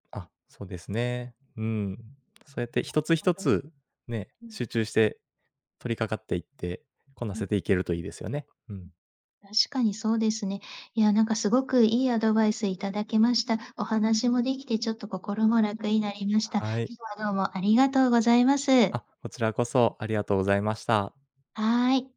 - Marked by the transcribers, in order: tapping; other noise; other background noise
- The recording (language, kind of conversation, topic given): Japanese, advice, 締め切りのプレッシャーで手が止まっているのですが、どうすれば状況を整理して作業を進められますか？